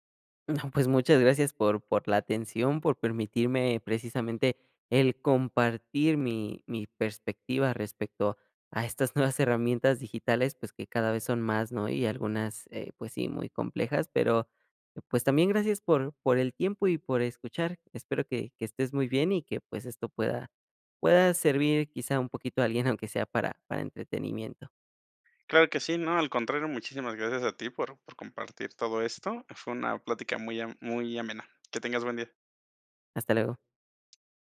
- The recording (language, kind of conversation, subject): Spanish, podcast, ¿Qué te frena al usar nuevas herramientas digitales?
- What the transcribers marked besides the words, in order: none